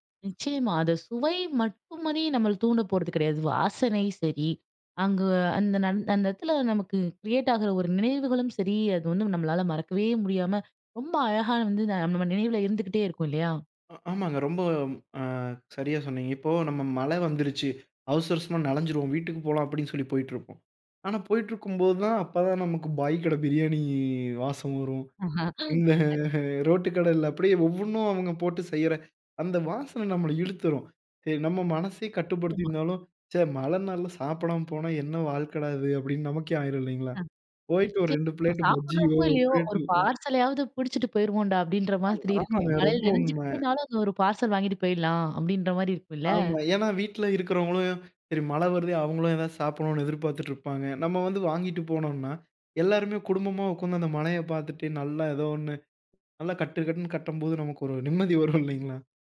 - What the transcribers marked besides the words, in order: in English: "கிரியேட்"; "நனஞ்சிருவோம்" said as "நலஞ்சிருவோம்"; laughing while speaking: "இந்த ரோட்டு கடையில"; other noise; other background noise; laughing while speaking: "நிம்மதி வரும் இல்லேங்களா?"
- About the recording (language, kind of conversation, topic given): Tamil, podcast, மழைநாளில் உங்களுக்கு மிகவும் பிடிக்கும் சூடான சிற்றுண்டி என்ன?